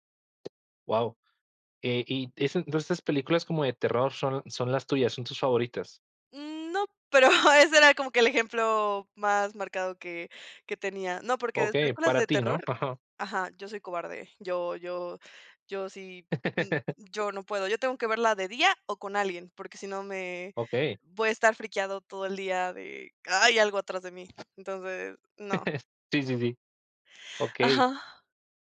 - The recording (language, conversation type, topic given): Spanish, podcast, ¿Por qué crees que amamos los remakes y reboots?
- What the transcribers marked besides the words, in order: tapping; laughing while speaking: "pero"; chuckle; in English: "friqueado"; other background noise; chuckle